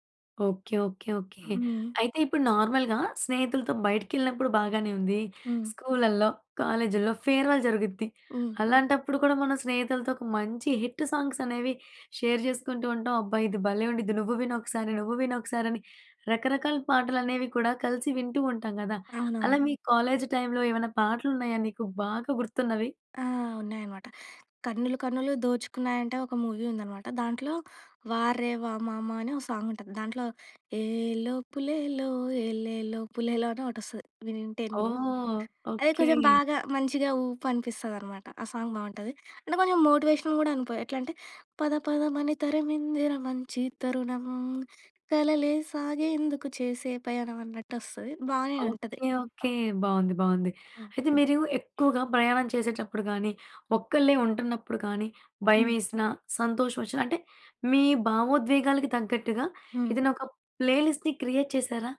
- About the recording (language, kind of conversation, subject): Telugu, podcast, మీరు కలిసి పంచుకునే పాటల జాబితాను ఎలా తయారుచేస్తారు?
- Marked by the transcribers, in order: in English: "నార్మల్‍గా"; in English: "ఫేర్‌వెల్"; in English: "సాంగ్స్"; in English: "షేర్"; in English: "కాలేజ్"; in English: "మూవీ"; in English: "సాంగ్"; singing: "ఏలో పులేలో ఎలేలో పులేలో"; other background noise; in English: "సాంగ్"; in English: "మోటివేషన్"; singing: "పద పదమని తరమిందిర మంచి తరుణం, కలలే సాగేందుకు చేసే పయణం"; tapping; in English: "ప్లేలిస్ట్‌ని క్రియేట్"